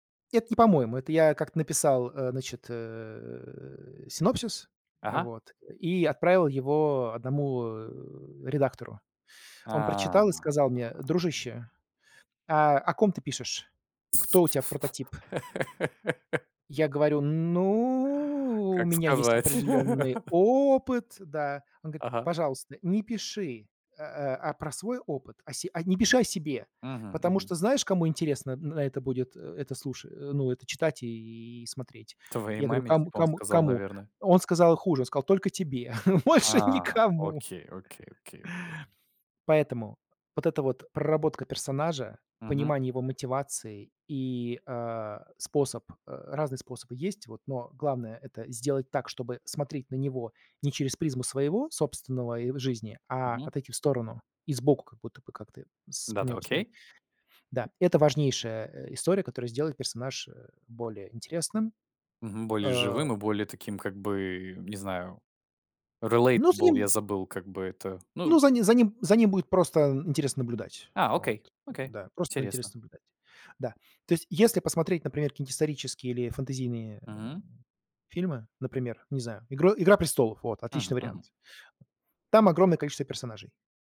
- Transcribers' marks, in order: drawn out: "А"; other background noise; laugh; drawn out: "Ну"; laugh; chuckle; laughing while speaking: "больше никому"; in English: "relatable"
- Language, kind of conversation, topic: Russian, podcast, Как вы создаёте голос своего персонажа?